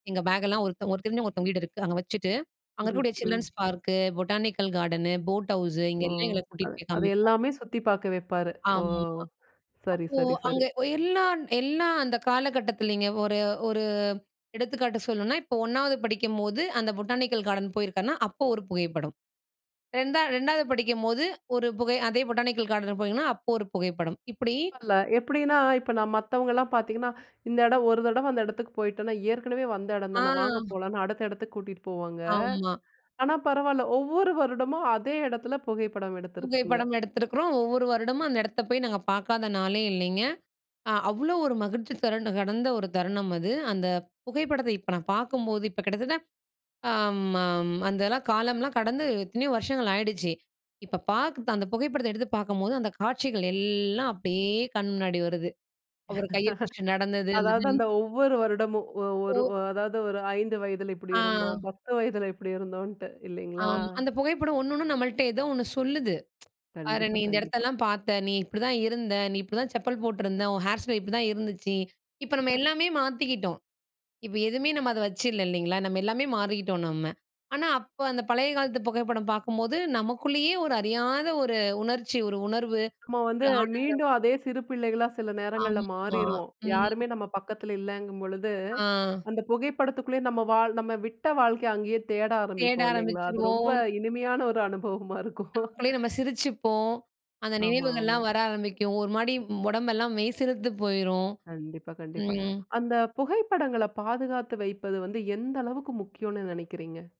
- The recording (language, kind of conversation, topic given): Tamil, podcast, பழைய குடும்பப் புகைப்படங்கள் உங்களுக்கு என்ன சொல்லும்?
- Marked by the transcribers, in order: in English: "சில்ட்ரன்ஸ் பார்க்கு, பொட்டானிக்கல் கார்டனு, போட் ஹவுஸு"; other background noise; in English: "பொட்டானிக்கல் கார்டன்"; in English: "பொட்டானிக்கல் கார்டன்"; "தரகண்ட" said as "தரண்ட"; drawn out: "எல்லாம்"; laugh; tsk; in English: "செப்பல்"; in English: "ஹேர் ஸ்டைல்"; laugh; other noise; laughing while speaking: "இனிமையான ஒரு அனுபவமா இருக்கும்"; "மாரி" said as "மாடி"